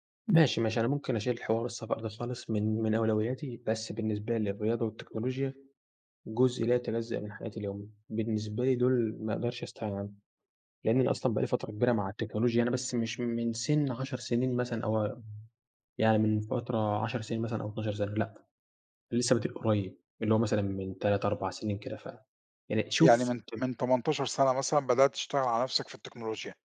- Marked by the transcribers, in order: unintelligible speech
- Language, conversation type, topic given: Arabic, podcast, إيه أهم نصيحة ممكن تقولها لنفسك وإنت أصغر؟